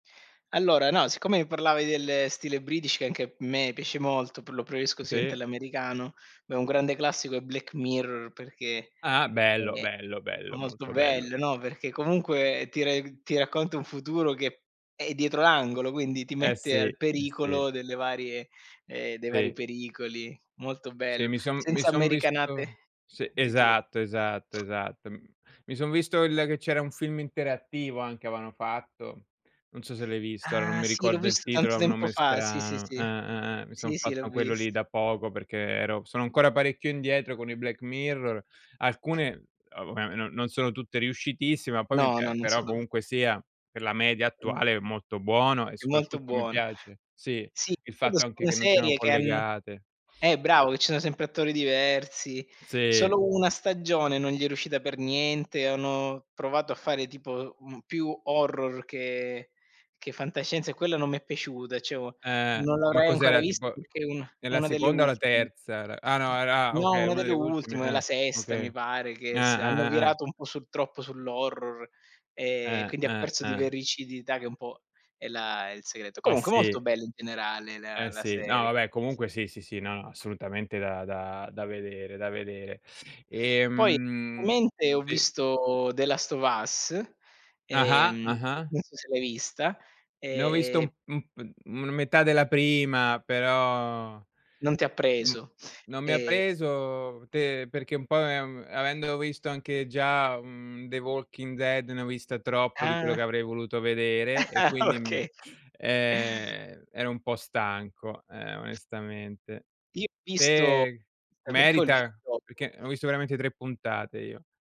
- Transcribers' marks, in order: in English: "british"; "preferisco" said as "prefeisco"; unintelligible speech; laughing while speaking: "americanate"; other background noise; "avevano" said as "aveano"; unintelligible speech; tapping; unintelligible speech; "cioè" said as "ceh"; "ovviamente" said as "viamente"; drawn out: "Ehm"; "visto" said as "uisto"; laughing while speaking: "Ah"; "okay" said as "oka"; chuckle; unintelligible speech
- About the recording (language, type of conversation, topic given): Italian, unstructured, Quale serie televisiva ti ha tenuto sveglio fino a tardi?